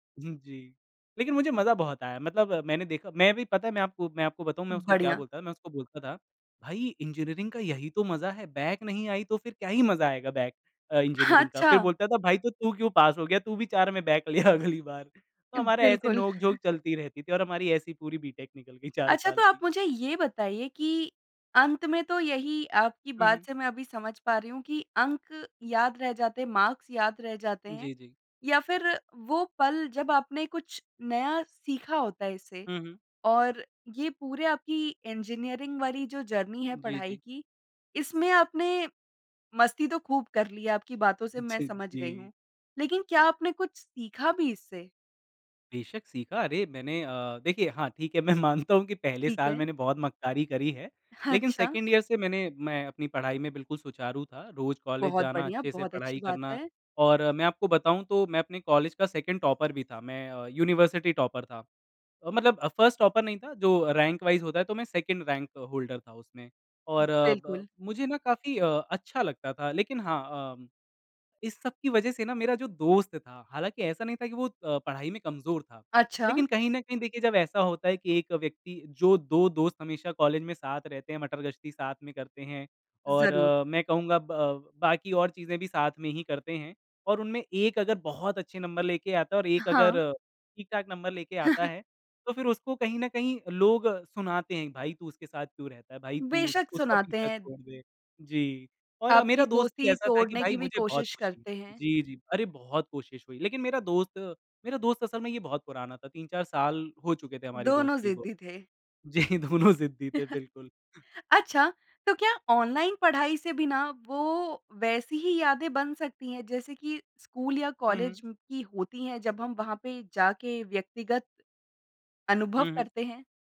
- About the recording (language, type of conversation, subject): Hindi, podcast, आपकी पढ़ाई की सबसे यादगार कहानी क्या है?
- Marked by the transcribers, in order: in English: "इंजीनियरिंग"; in English: "बैक"; in English: "इंजीनियरिंग"; laughing while speaking: "अच्छा"; in English: "बैक"; laughing while speaking: "ले अगली"; chuckle; in English: "मार्क्स"; in English: "इंजीनियरिंग"; in English: "जर्नी"; laughing while speaking: "मैं मानता हूँ कि"; laughing while speaking: "अच्छा"; in English: "सेकंड ईयर"; in English: "सेकंड टॉपर"; in English: "यूनिवर्सिटी टॉपर"; in English: "फ़र्स्ट टॉपर"; in English: "रैंक वाइज़"; in English: "सेकंड रैंक होल्डर"; chuckle; laughing while speaking: "जी दोनों"; chuckle